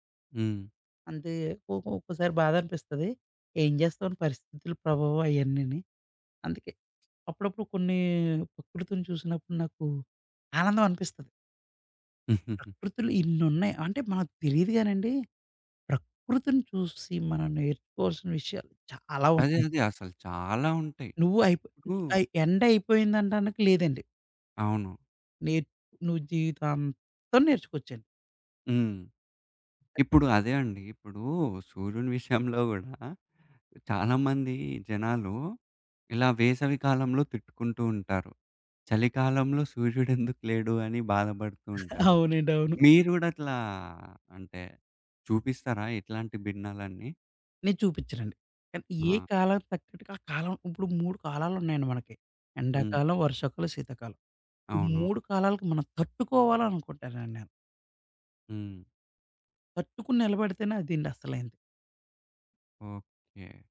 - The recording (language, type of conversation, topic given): Telugu, podcast, సూర్యాస్తమయం చూసిన తర్వాత మీ దృష్టికోణంలో ఏ మార్పు వచ్చింది?
- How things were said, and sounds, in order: chuckle; in English: "ఎండ్"; other background noise; laughing while speaking: "అవునండి. అవును"